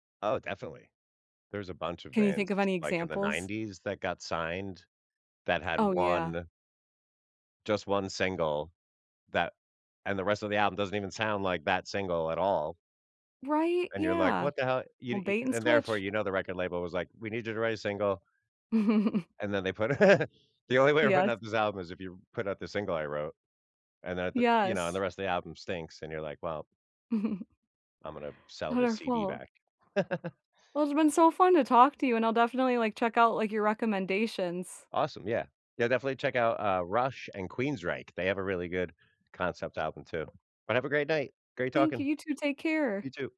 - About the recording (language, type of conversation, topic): English, unstructured, How do you decide whether to listen to a long album from start to finish or to choose individual tracks?
- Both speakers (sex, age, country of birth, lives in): female, 30-34, United States, United States; male, 50-54, United States, United States
- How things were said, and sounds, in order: tapping; chuckle; laugh; chuckle; laugh